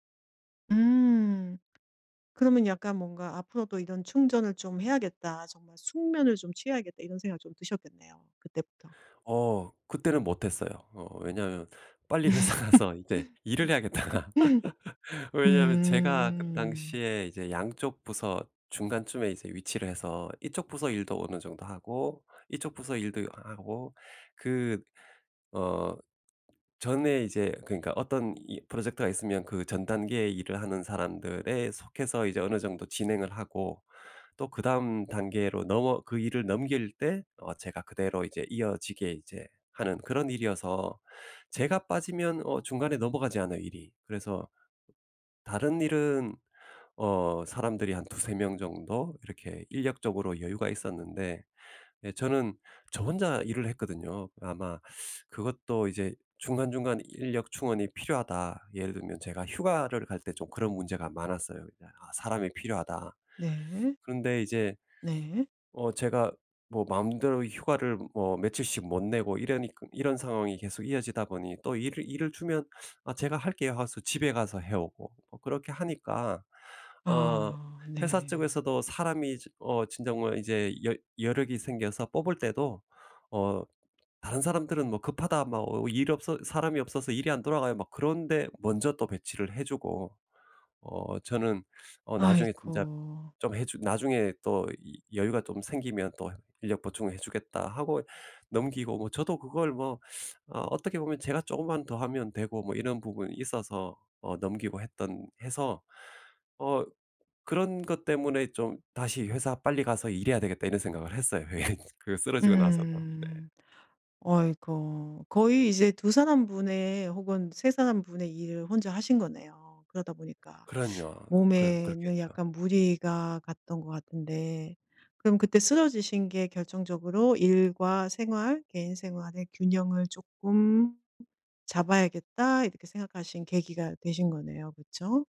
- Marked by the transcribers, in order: tapping; laugh; laughing while speaking: "회사 가서"; laughing while speaking: "해야겠다.'가"; laugh; teeth sucking; teeth sucking; laughing while speaking: "예"; teeth sucking; other background noise
- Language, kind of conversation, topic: Korean, podcast, 일과 개인 생활의 균형을 어떻게 관리하시나요?